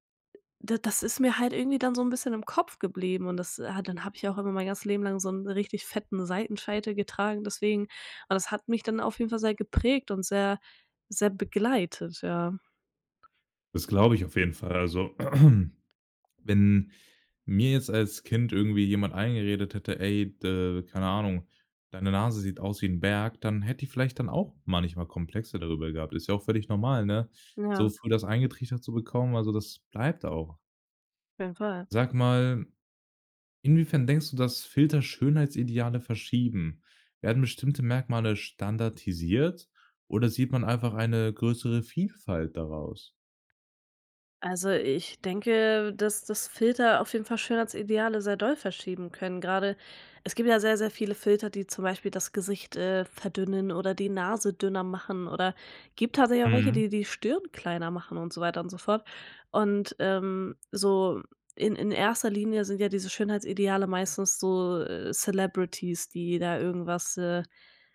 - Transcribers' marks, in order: other background noise; throat clearing
- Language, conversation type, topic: German, podcast, Wie beeinflussen Filter dein Schönheitsbild?